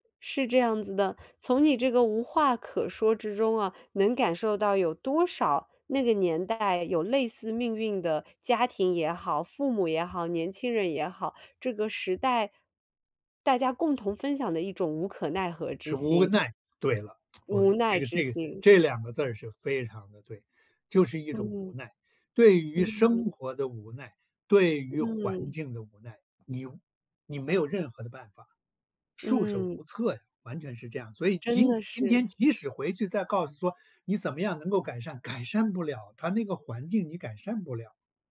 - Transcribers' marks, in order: tsk; other background noise
- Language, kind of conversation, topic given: Chinese, podcast, 你什么时候觉得自己真正长大了？